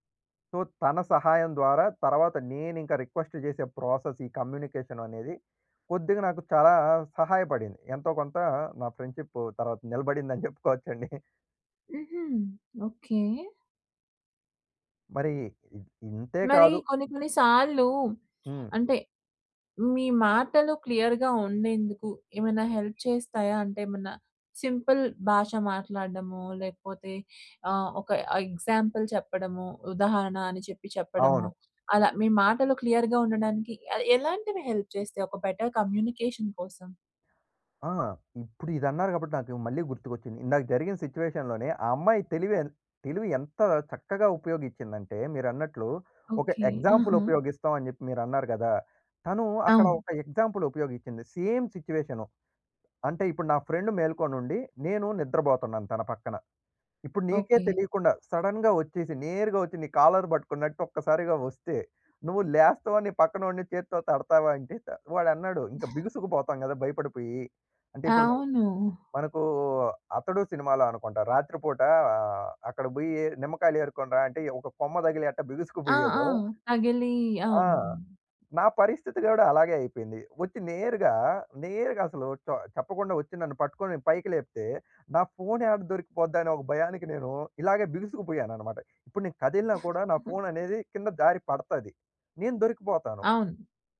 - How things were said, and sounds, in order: in English: "సో"; in English: "రిక్వెస్ట్"; in English: "ప్రాసెస్"; in English: "కమ్యూనికేషన్"; laughing while speaking: "నిలబడిందని జెప్పుకోవచ్చండి"; in English: "క్లియర్‌గా"; in English: "హెల్ప్"; in English: "సింపుల్"; in English: "ఎగ్జాంపుల్"; in English: "క్లియర్‌గా"; other noise; in English: "హెల్ప్"; in English: "బెటర్ కమ్యూనికేషన్"; in English: "సిట్యుయేషన్‌లోనే"; in English: "ఎగ్జాంపుల్"; in English: "ఎగ్జాంపుల్"; in English: "సేమ్"; in English: "ఫ్రెండ్"; in English: "సడెన్‌గా"; in English: "కాలర్"; other background noise; chuckle
- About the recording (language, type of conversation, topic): Telugu, podcast, బాగా సంభాషించడానికి మీ సలహాలు ఏవి?